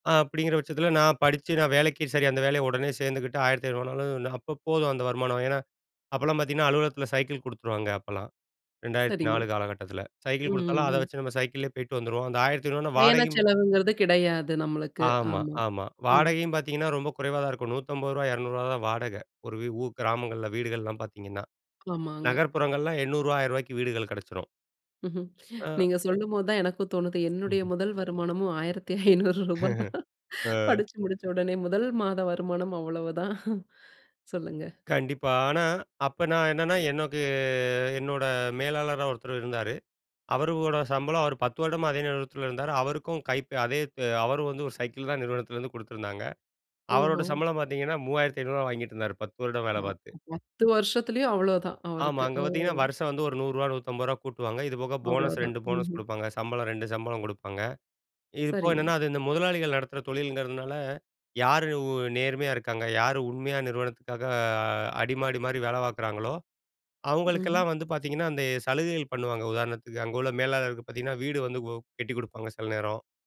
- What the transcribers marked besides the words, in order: other noise; chuckle; other background noise; laughing while speaking: "ஆயிரத்து ஐநூறு ரூபா"; chuckle; laugh; drawn out: "எனக்கு"; unintelligible speech
- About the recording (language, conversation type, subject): Tamil, podcast, குடும்பத்தின் எதிர்பார்ப்புகள் உங்கள் வாழ்க்கையை எவ்வாறு பாதித்தன?